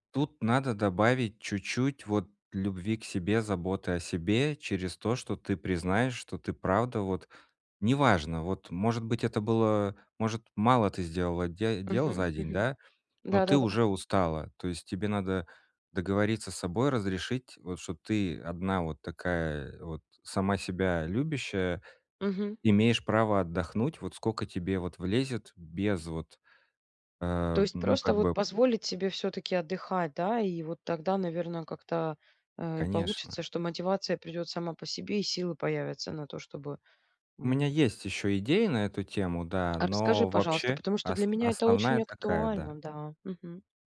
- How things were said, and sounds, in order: "сколько" said as "скока"; tapping
- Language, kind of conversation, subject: Russian, advice, Как начать формировать полезные привычки маленькими шагами каждый день?